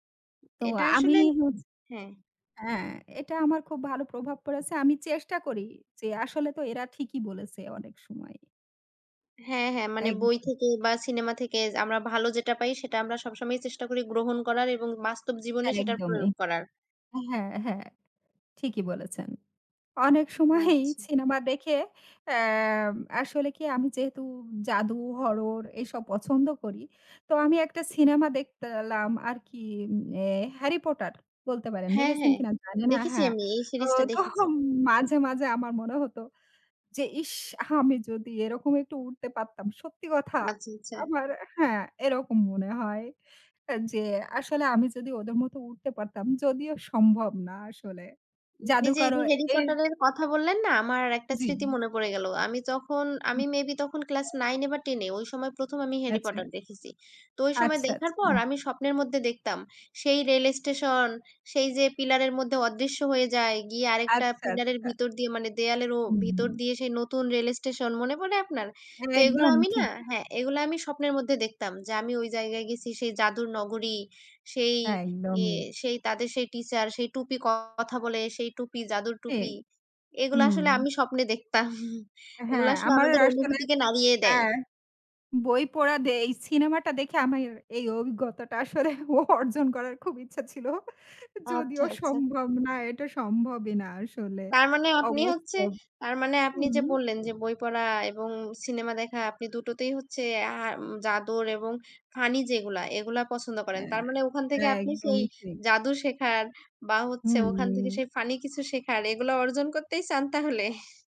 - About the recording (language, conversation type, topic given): Bengali, unstructured, আপনি বই পড়া নাকি সিনেমা দেখা—কোনটি বেশি পছন্দ করেন এবং কেন?
- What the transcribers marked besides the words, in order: tapping; laughing while speaking: "সময়ই"; "দেখলাম" said as "দেখতালাম"; laughing while speaking: "তখন"; other background noise; chuckle; "আমার" said as "আমের"; laughing while speaking: "আসলে অর্জন করার খুব ইচ্ছা ছিল"; drawn out: "হুম"